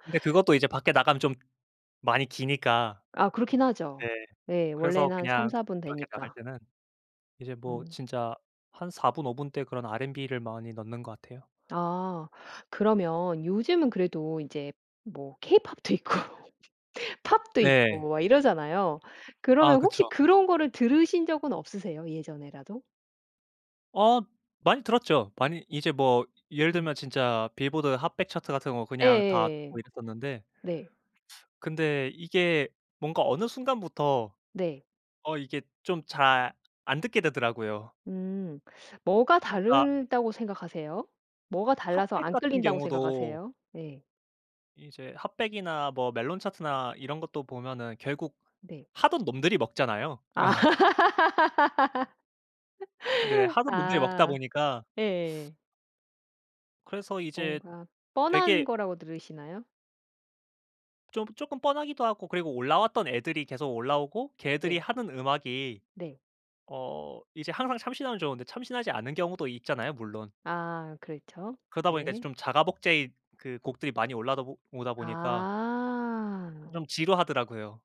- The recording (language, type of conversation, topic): Korean, podcast, 요즘 음악을 어떤 스타일로 즐겨 들으시나요?
- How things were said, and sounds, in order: other background noise; laughing while speaking: "케이팝도 있고"; laugh; tapping